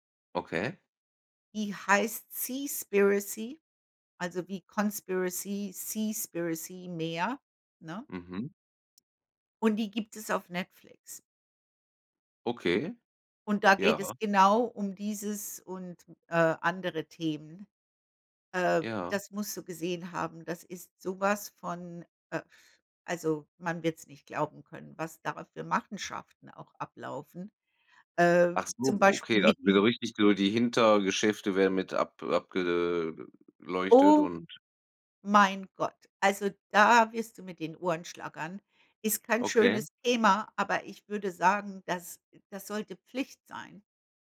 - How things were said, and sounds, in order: in English: "Conspiracy"; other background noise
- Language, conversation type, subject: German, unstructured, Wie beeinflusst Plastik unsere Meere und die darin lebenden Tiere?